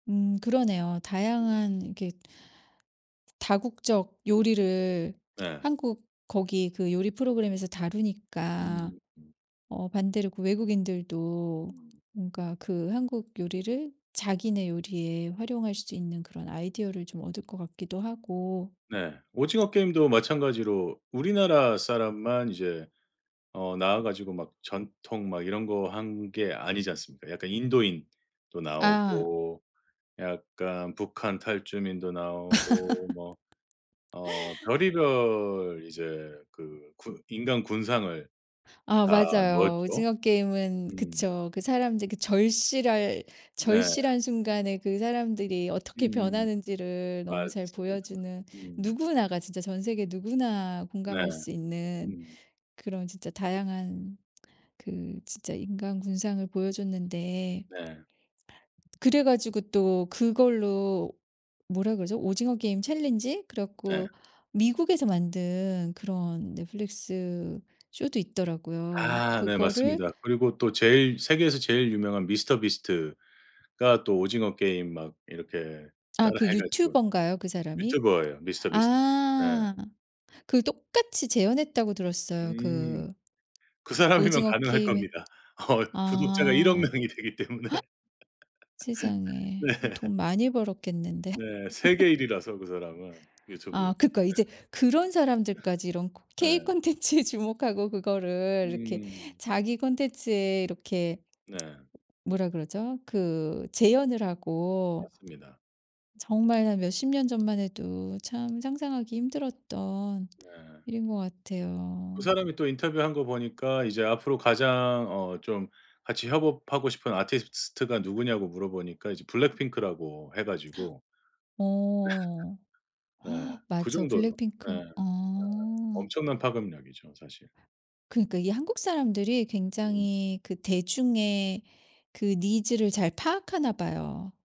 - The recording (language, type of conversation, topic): Korean, podcast, 다국어 자막이 글로벌 인기 확산에 어떤 영향을 미쳤나요?
- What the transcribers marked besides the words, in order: other background noise; tapping; laugh; laughing while speaking: "어"; laughing while speaking: "명이 되기 때문에"; gasp; laugh; laugh; laugh; laughing while speaking: "콘텐츠에"; gasp; laugh